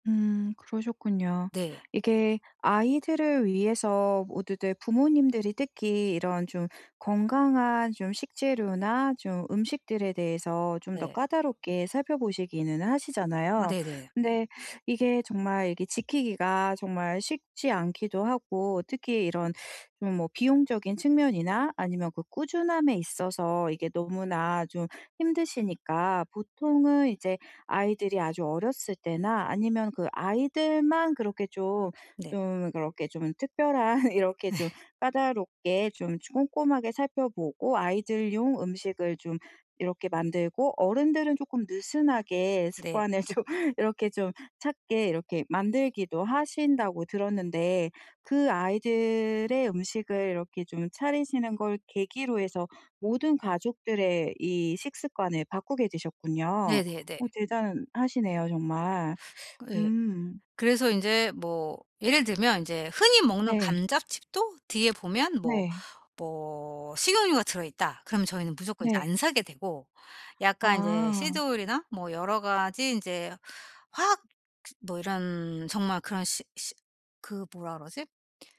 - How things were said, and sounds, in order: other background noise; laughing while speaking: "특별한"; laughing while speaking: "네"; tapping; laughing while speaking: "좀"
- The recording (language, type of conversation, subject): Korean, advice, 작은 습관을 꾸준히 지키려면 어떻게 해야 할까요?